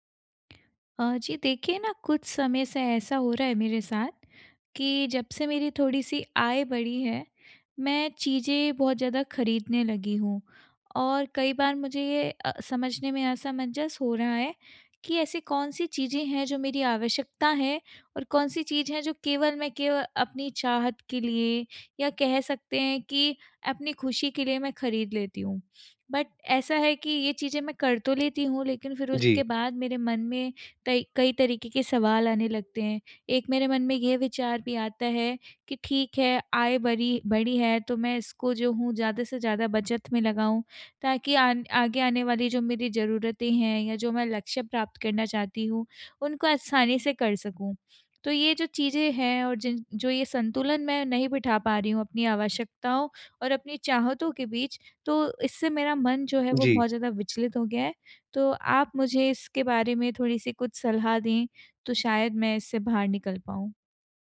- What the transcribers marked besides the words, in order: in English: "बट"
- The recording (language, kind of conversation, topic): Hindi, advice, आप आवश्यकताओं और चाहतों के बीच संतुलन बनाकर सोच-समझकर खर्च कैसे कर सकते हैं?
- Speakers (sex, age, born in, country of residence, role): female, 25-29, India, India, user; male, 25-29, India, India, advisor